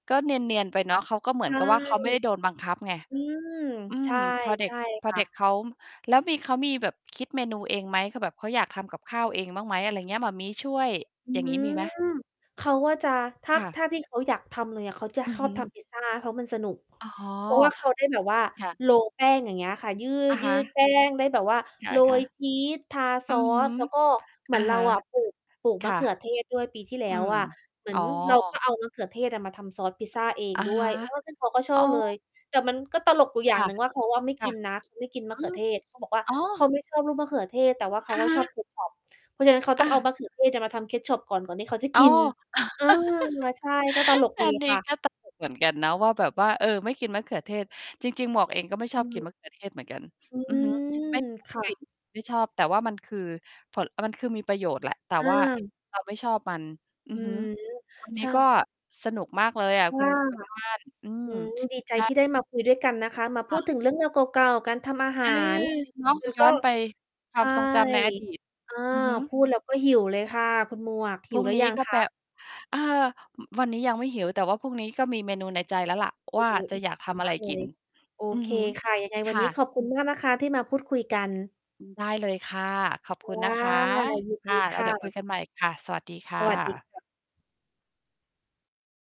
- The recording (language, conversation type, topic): Thai, unstructured, คุณคิดว่าอาหารฝีมือคนในบ้านช่วยสร้างความอบอุ่นในครอบครัวได้อย่างไร?
- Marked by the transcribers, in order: distorted speech; mechanical hum; in English: "โรล"; other background noise; in English: "Ketchup"; in English: "Ketchup"; laugh